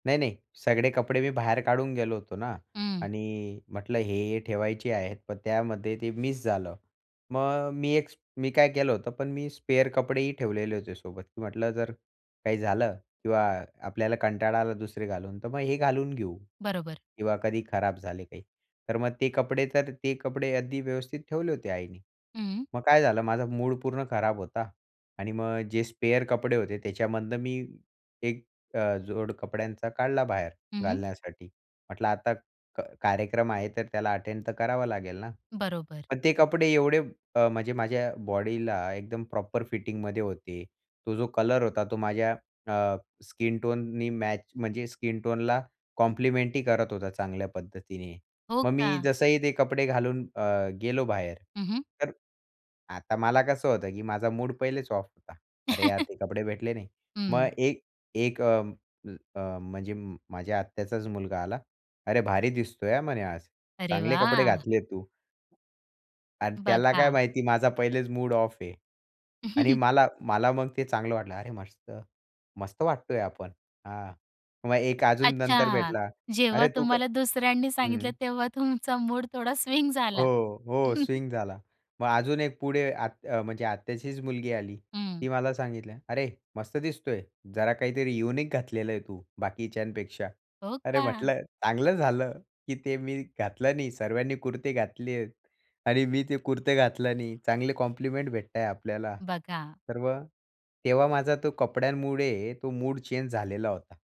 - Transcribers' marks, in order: other background noise; in English: "स्पेअर"; in English: "स्पेअर"; tapping; in English: "अटेंड"; in English: "प्रॉपर फिटिंगमध्ये"; in English: "स्किनटोननी मॅच"; in English: "स्किन टोनला कॉम्प्लिमेंटरी"; laugh; chuckle; laughing while speaking: "तेव्हा तुमचा मूड थोडा स्विंग झाला"; in English: "चेंज"
- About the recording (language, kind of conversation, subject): Marathi, podcast, कपड्यांमुळे आत्मविश्वास वाढतो असं तुम्हाला वाटतं का?